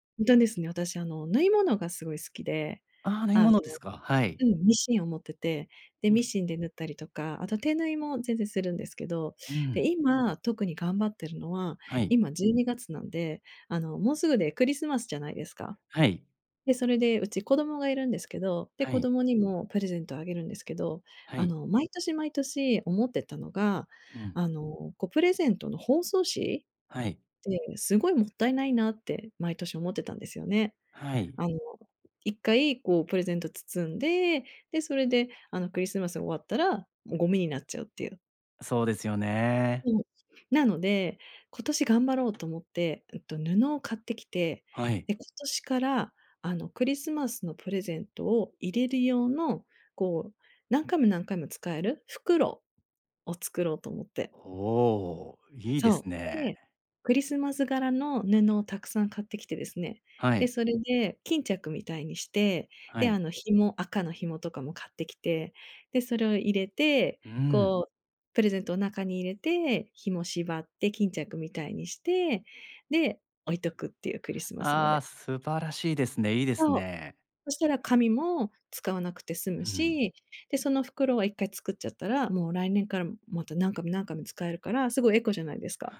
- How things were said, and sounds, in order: other background noise
- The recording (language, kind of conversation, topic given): Japanese, advice, 日常の忙しさで創作の時間を確保できない